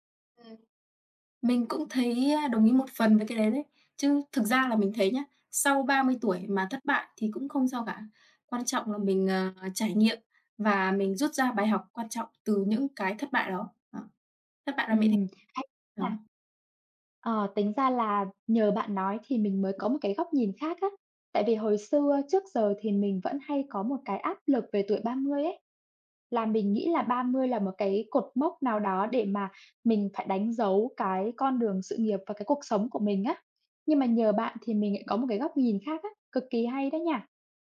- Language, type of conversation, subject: Vietnamese, unstructured, Bạn đã học được bài học quý giá nào từ một thất bại mà bạn từng trải qua?
- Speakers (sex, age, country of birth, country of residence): female, 20-24, Vietnam, Vietnam; female, 25-29, Vietnam, Vietnam
- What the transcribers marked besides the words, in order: unintelligible speech; other background noise